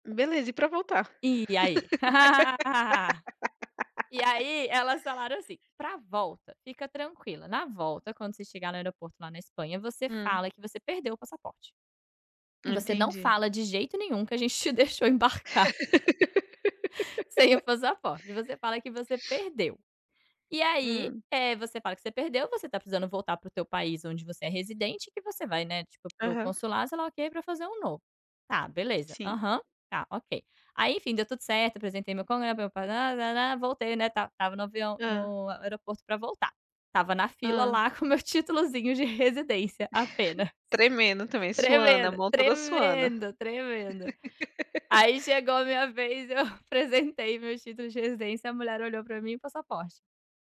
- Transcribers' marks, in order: laugh; laugh; laughing while speaking: "te deixou embarcar"; laugh; laughing while speaking: "sem o passaporte"; tapping; unintelligible speech; chuckle; laughing while speaking: "títulozinho de residência apenas. Tremendo … título de residência"; laugh; other background noise
- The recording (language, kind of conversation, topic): Portuguese, unstructured, Qual foi a experiência mais inesperada que você já teve em uma viagem?